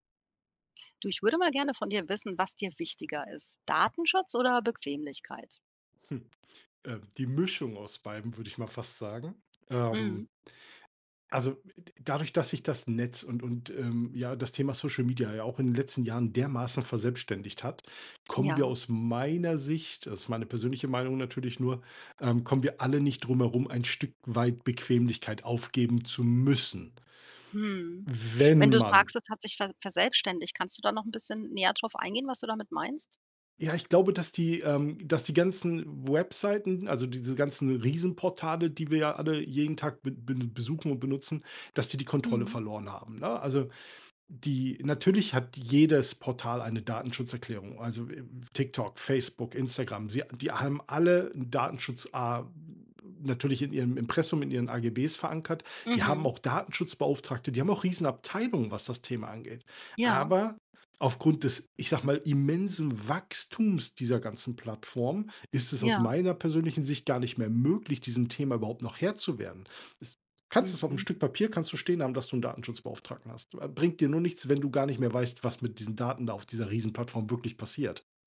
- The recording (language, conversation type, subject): German, podcast, Was ist dir wichtiger: Datenschutz oder Bequemlichkeit?
- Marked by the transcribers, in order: chuckle; stressed: "müssen"; other noise